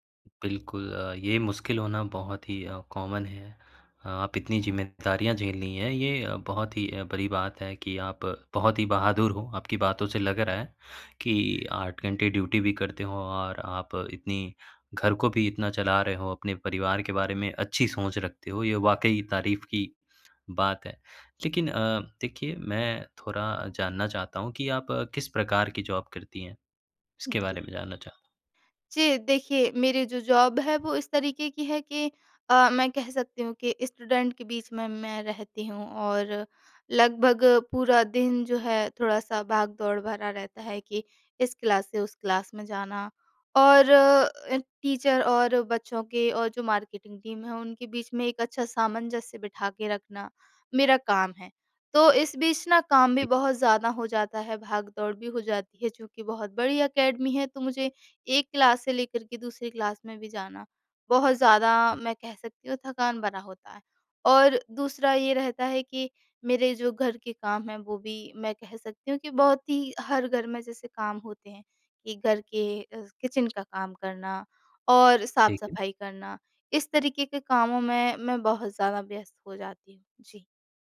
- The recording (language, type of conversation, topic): Hindi, advice, आप नौकरी, परिवार और रचनात्मक अभ्यास के बीच संतुलन कैसे बना सकते हैं?
- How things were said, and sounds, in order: in English: "कॉमन"; in English: "ड्यूटी"; "थोड़ा" said as "थोरा"; in English: "जॉब"; in English: "जॉब"; in English: "स्टूडेंट"; in English: "क्लास"; in English: "क्लास"; in English: "टीचर"; in English: "मार्केटिंग"; in English: "अकेडमी"; in English: "क्लास"; in English: "क्लास"; in English: "किचन"